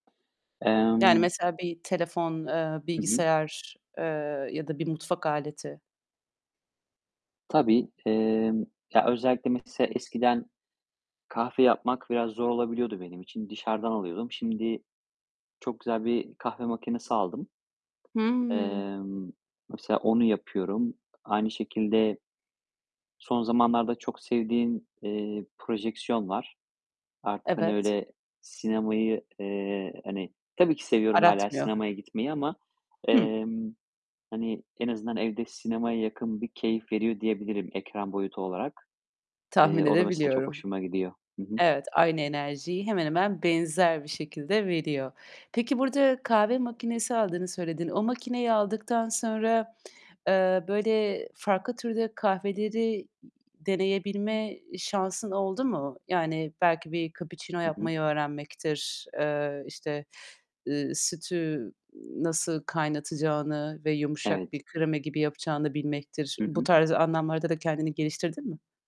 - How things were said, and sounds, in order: tapping; static
- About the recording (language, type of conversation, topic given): Turkish, podcast, Teknoloji sence öğrenme biçimlerimizi nasıl değiştirdi?